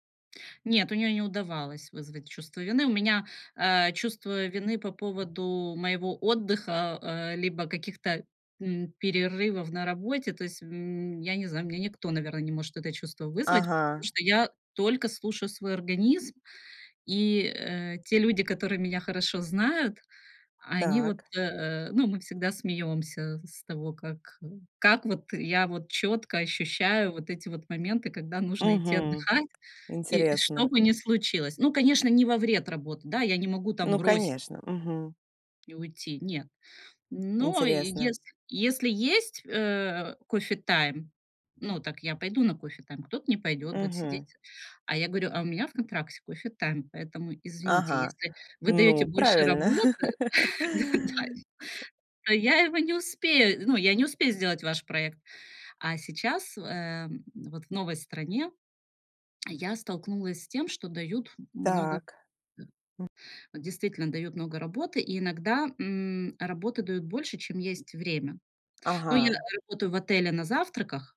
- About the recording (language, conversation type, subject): Russian, podcast, Как отличить необходимость в отдыхе от лени?
- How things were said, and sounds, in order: tapping; laughing while speaking: "д да. То я его не успею"; laugh